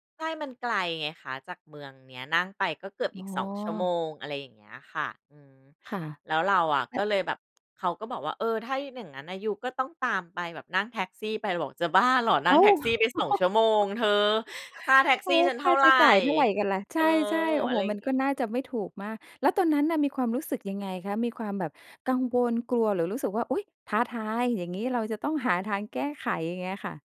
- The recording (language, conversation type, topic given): Thai, podcast, ตอนที่หลงทาง คุณรู้สึกกลัวหรือสนุกมากกว่ากัน เพราะอะไร?
- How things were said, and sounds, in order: unintelligible speech; laugh